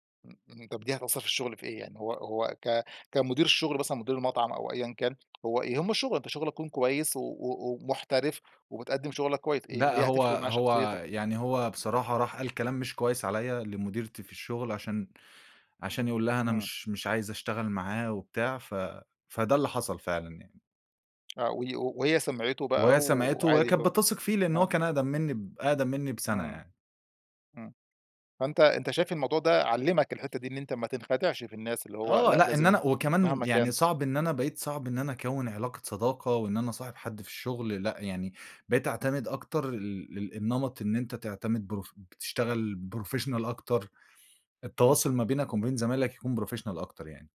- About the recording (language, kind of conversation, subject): Arabic, podcast, إمتى تعرف إنك محتاج مساعدة من مختص؟
- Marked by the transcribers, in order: tapping; in English: "professional"; in English: "professional"